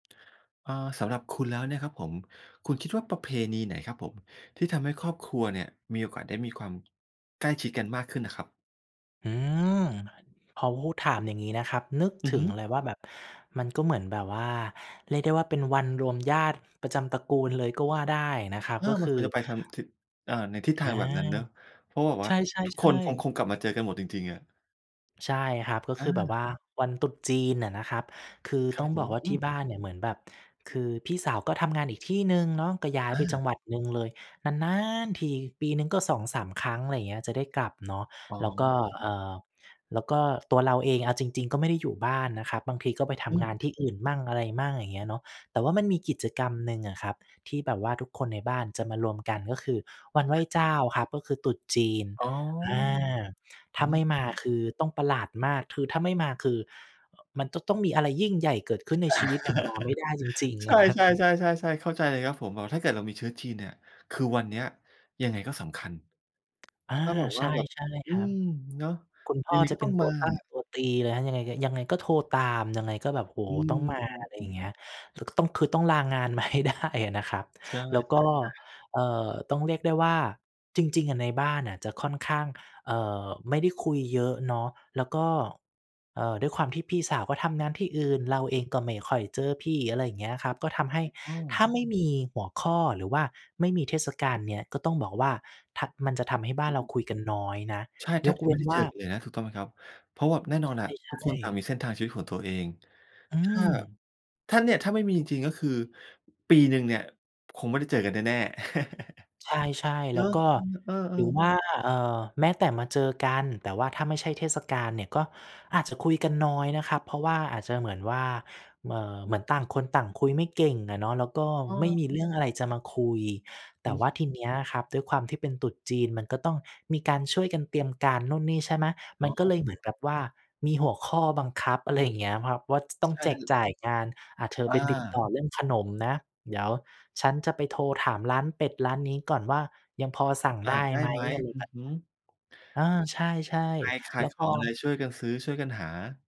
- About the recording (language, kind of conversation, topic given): Thai, podcast, ประเพณีไหนทำให้ครอบครัวใกล้ชิดกันมากที่สุด?
- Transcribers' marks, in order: chuckle; chuckle; laughing while speaking: "ให้ได้"; chuckle